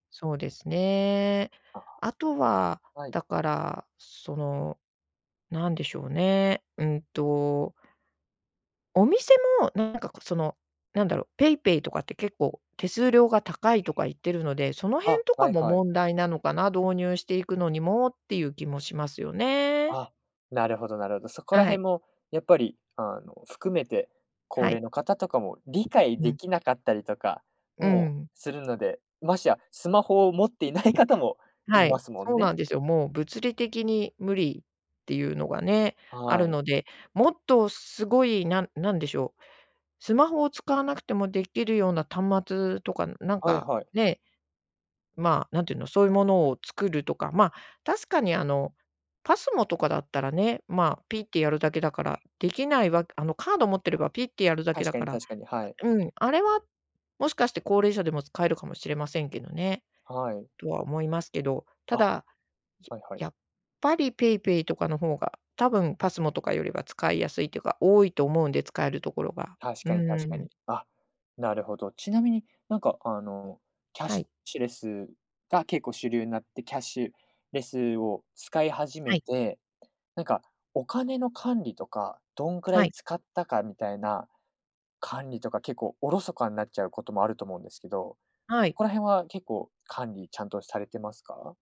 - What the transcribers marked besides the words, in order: other background noise; tapping
- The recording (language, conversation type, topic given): Japanese, podcast, キャッシュレス化で日常はどのように変わりましたか？